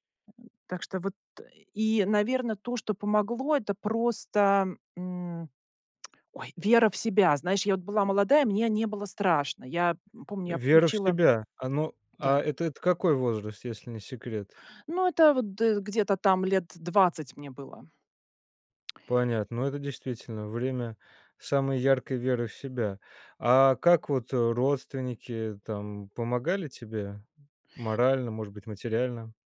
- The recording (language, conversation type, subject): Russian, podcast, Когда вам пришлось начать всё с нуля, что вам помогло?
- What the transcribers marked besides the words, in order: other noise; lip smack